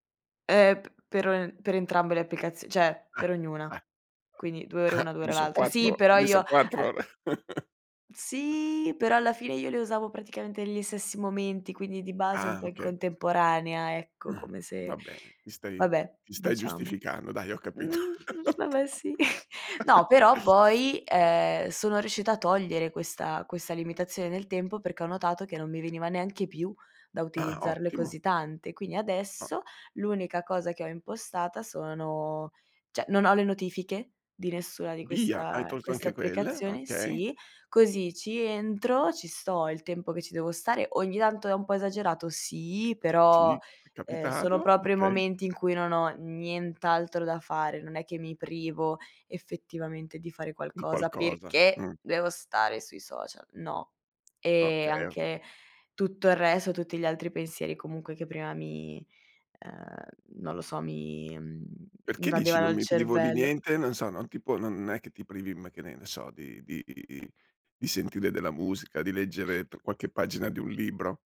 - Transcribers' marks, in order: "cioè" said as "ceh"; other background noise; other noise; "Quindi" said as "quini"; chuckle; drawn out: "Sì"; laughing while speaking: "sì"; chuckle; "cioè" said as "ceh"; stressed: "perché"
- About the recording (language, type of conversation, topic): Italian, podcast, Com’è oggi il tuo rapporto con i social media?